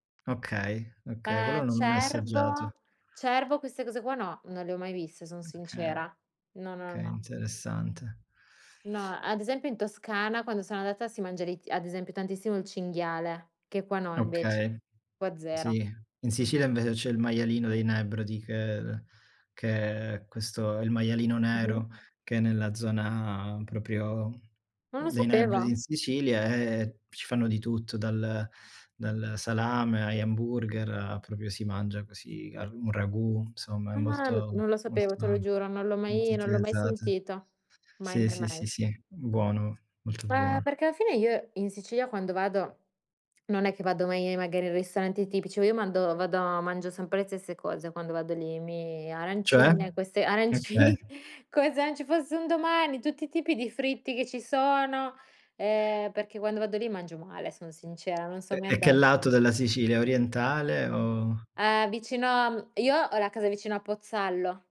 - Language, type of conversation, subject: Italian, unstructured, Qual è il piatto che associ a un momento felice della tua vita?
- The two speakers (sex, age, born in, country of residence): female, 25-29, Italy, Italy; male, 30-34, Italy, Germany
- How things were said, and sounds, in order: tapping; other background noise; "okay" said as "kay"; unintelligible speech; "proprio" said as "propio"; "sapeva" said as "sopeva"; "proprio" said as "propio"; drawn out: "Ah"; unintelligible speech; laughing while speaking: "arancini"